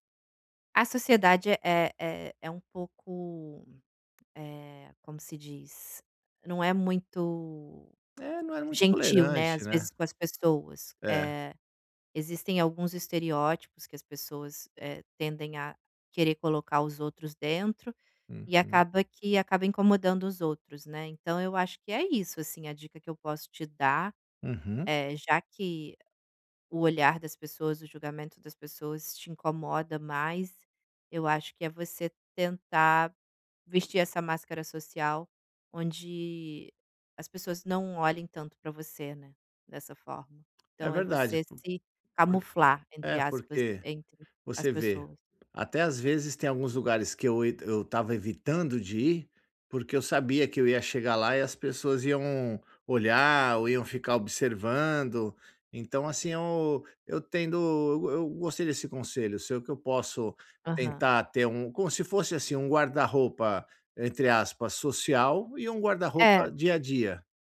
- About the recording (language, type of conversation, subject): Portuguese, advice, Como posso lidar com o medo de ser julgado em público?
- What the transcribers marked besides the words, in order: tapping; tongue click; other background noise